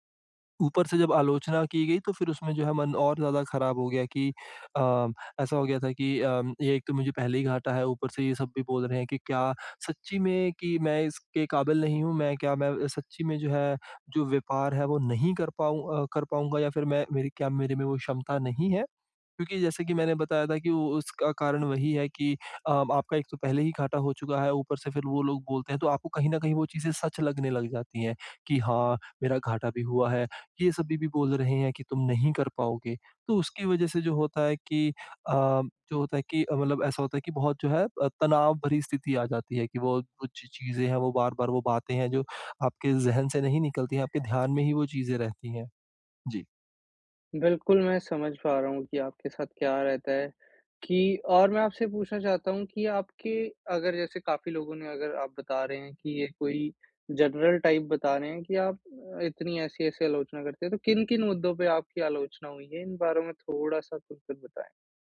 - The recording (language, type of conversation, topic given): Hindi, advice, आलोचना से सीखने और अपनी कमियों में सुधार करने का तरीका क्या है?
- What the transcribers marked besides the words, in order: in English: "जनरल टाइप"